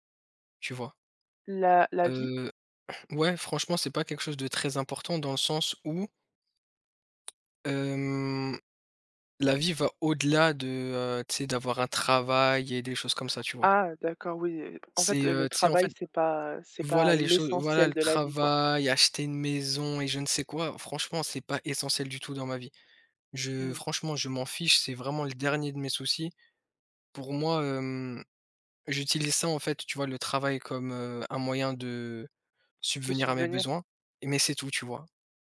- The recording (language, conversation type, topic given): French, unstructured, Quelle est votre stratégie pour maintenir un bon équilibre entre le travail et la vie personnelle ?
- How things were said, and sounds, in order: tapping; stressed: "l'essentiel"